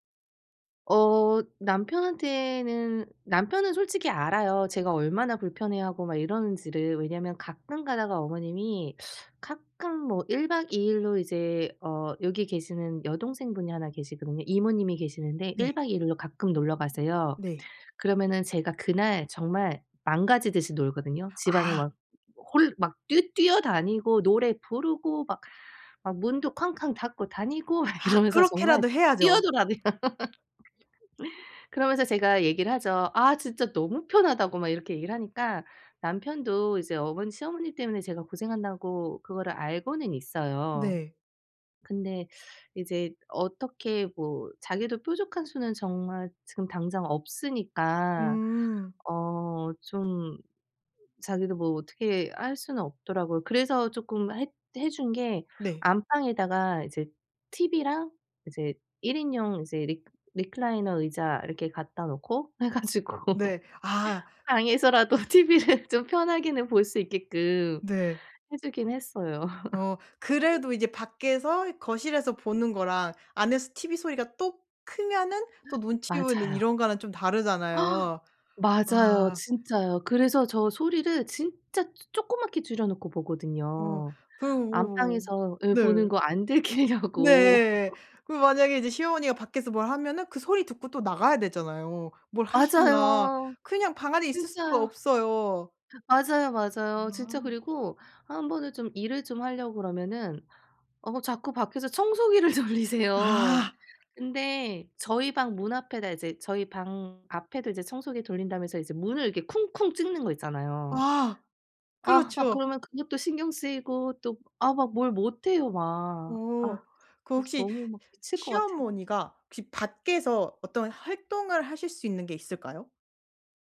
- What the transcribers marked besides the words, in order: teeth sucking; other background noise; laugh; tapping; laughing while speaking: "해 가지고 방에서라도 TV를 좀 편하게는 볼 수 있게끔"; laugh; other noise; gasp; laughing while speaking: "들키려고"; laughing while speaking: "돌리세요"
- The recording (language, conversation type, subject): Korean, advice, 집 환경 때문에 쉬기 어려울 때 더 편하게 쉬려면 어떻게 해야 하나요?